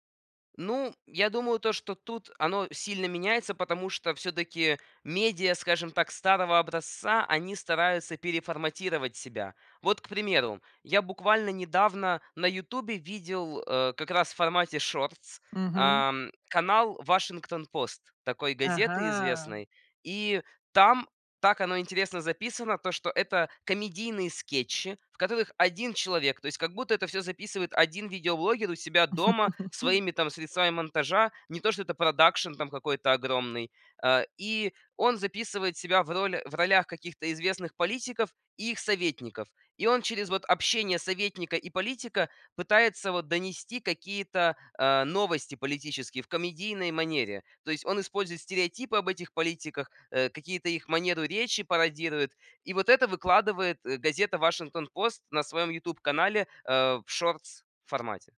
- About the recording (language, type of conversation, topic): Russian, podcast, Как YouTube изменил наше восприятие медиа?
- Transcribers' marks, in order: laugh